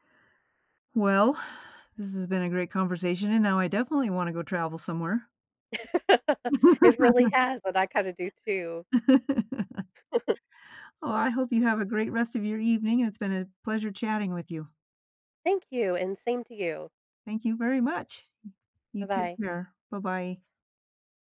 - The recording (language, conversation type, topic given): English, podcast, How does exploring new places impact the way we see ourselves and the world?
- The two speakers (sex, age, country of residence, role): female, 30-34, United States, guest; female, 60-64, United States, host
- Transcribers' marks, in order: laugh; chuckle; tapping